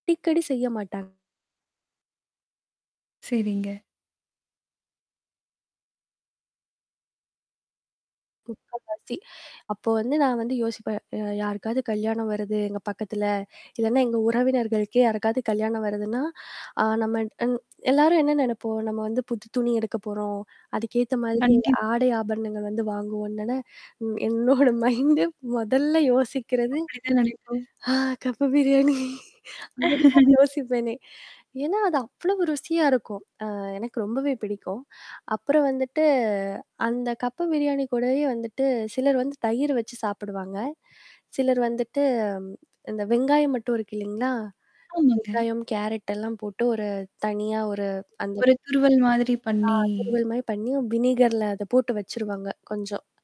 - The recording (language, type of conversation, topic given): Tamil, podcast, இந்த உணவைச் சாப்பிடும்போது உங்களுக்கு எந்த நினைவு வருகிறது?
- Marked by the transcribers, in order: static; distorted speech; tapping; laughing while speaking: "ம் என்னோட மைண்டு"; in English: "மைண்டு"; other noise; laughing while speaking: "ஆ கப்பு பிரியாணி. அதுதான் யோசிப்பேனே!"; laugh; in English: "வினீகர்ல"